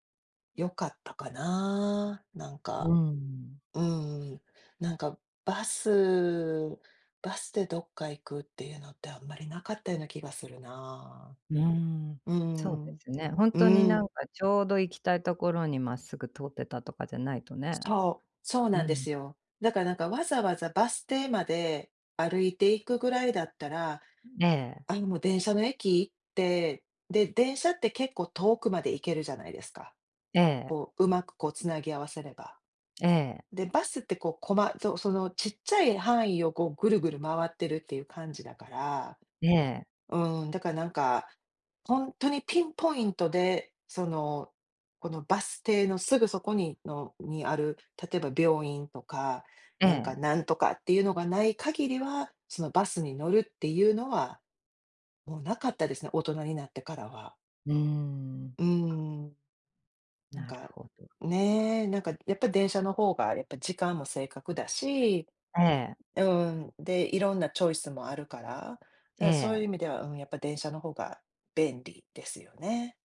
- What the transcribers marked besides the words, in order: other background noise; tapping
- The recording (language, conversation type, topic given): Japanese, unstructured, 電車とバスでは、どちらの移動手段がより便利ですか？